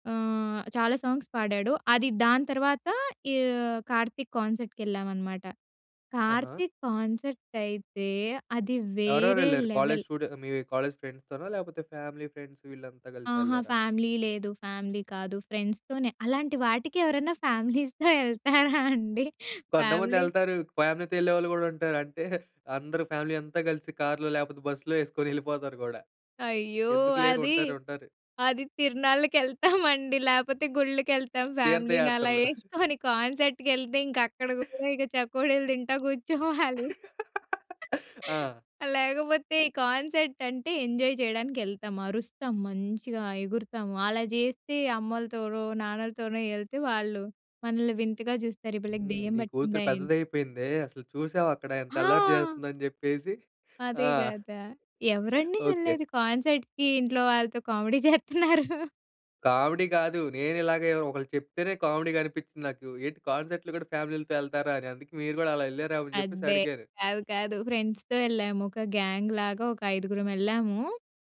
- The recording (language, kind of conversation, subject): Telugu, podcast, జనం కలిసి పాడిన అనుభవం మీకు గుర్తుందా?
- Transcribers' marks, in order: in English: "సాంగ్స్"; in English: "కాన్సర్ట్‌కేళ్ళామనమాట"; in English: "కాన్సర్ట్"; in English: "లెవెల్"; in English: "కాలేజ్ స్టూడె"; in English: "కాలేజ్ ఫ్రెండ్స్"; in English: "ఫ్యామిలీ ఫ్రెండ్స్"; in English: "ఫ్యామిలీ"; in English: "ఫ్యామిలీ"; in English: "ఫ్రెండ్స్"; laughing while speaking: "ఫ్యామిలీస్‌తో యెళ్తారా అండి?"; in English: "ఫ్యామిలీస్‌తో"; in English: "ఫ్యామిలీ"; in English: "ఫ్యామిలీతో"; giggle; in English: "ఫ్యామిలీ"; laughing while speaking: "తిర్నాళ్ళకెళ్తామండి. లేపోతే గుళ్ళకేళ్తాం ఫ్యామిలీని అలా … చకోడీలు తింటా గూర్చోవాలి"; in English: "కాన్సర్ట్"; giggle; giggle; laugh; in English: "కాన్సర్ట్"; other background noise; in English: "ఎంజాయ్"; in English: "కాన్సర్ట్స్‌కీ"; chuckle; in English: "కామెడీ"; in English: "ఫ్రెండ్స్‌తో"; in English: "గ్యాంగ్"